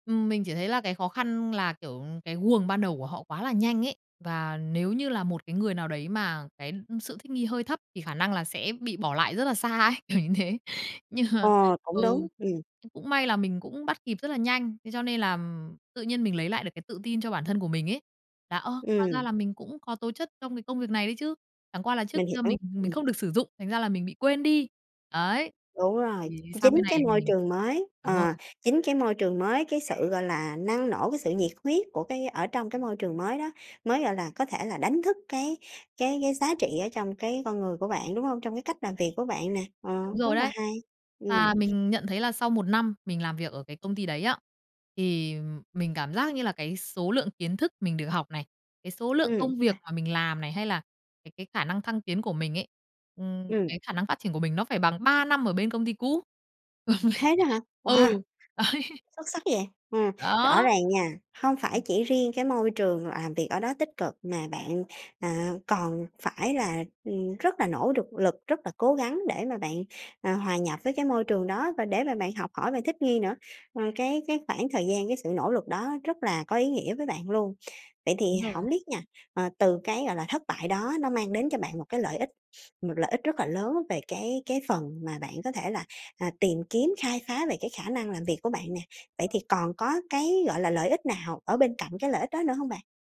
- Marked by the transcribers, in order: tapping; laughing while speaking: "ấy, kiểu như thế. Nhưng mà"; other background noise; bird; laugh; laughing while speaking: "ấy"
- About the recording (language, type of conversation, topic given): Vietnamese, podcast, Có khi nào một thất bại lại mang đến lợi ích lớn không?